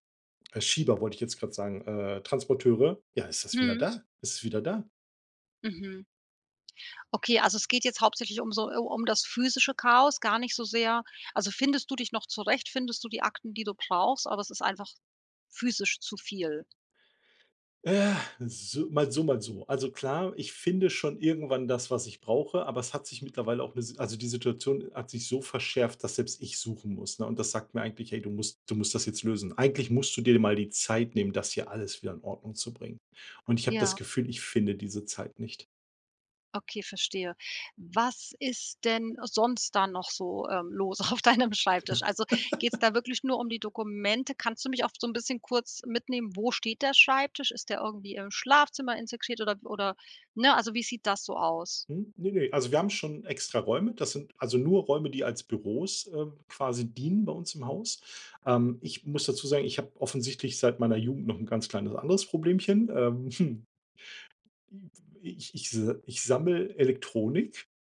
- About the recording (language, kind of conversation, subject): German, advice, Wie beeinträchtigen Arbeitsplatzchaos und Ablenkungen zu Hause deine Konzentration?
- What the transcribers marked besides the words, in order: laughing while speaking: "auf deinem Schreibtisch?"; chuckle; chuckle